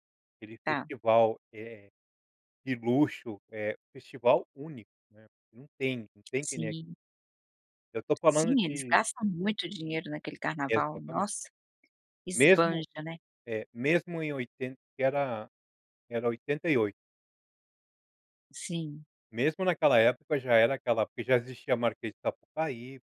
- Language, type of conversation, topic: Portuguese, podcast, Que música ou dança da sua região te pegou de jeito?
- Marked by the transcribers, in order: tapping